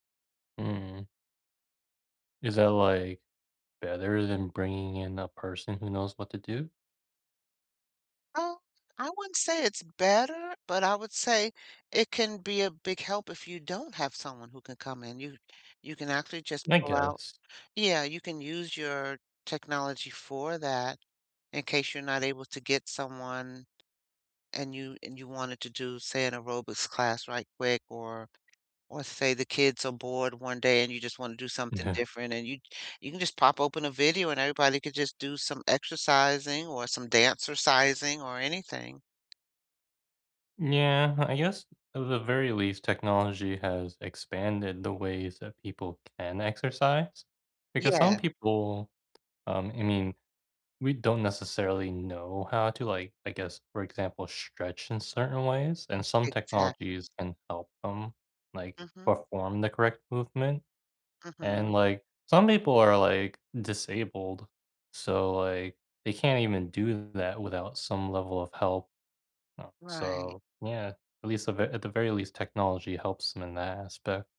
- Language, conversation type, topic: English, unstructured, Can technology help education more than it hurts it?
- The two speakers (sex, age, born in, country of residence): female, 60-64, United States, United States; male, 25-29, United States, United States
- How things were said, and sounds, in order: tapping; other background noise; laughing while speaking: "Yeah"